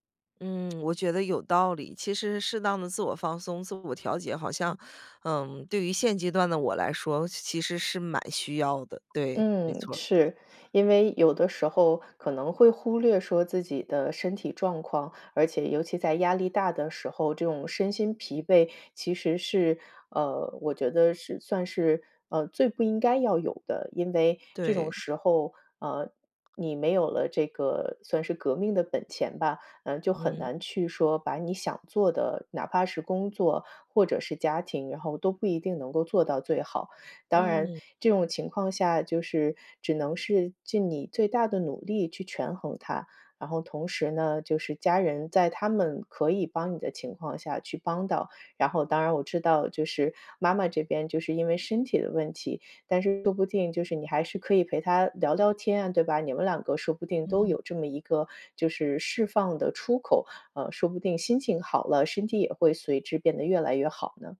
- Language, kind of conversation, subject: Chinese, advice, 压力下的自我怀疑
- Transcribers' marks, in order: other background noise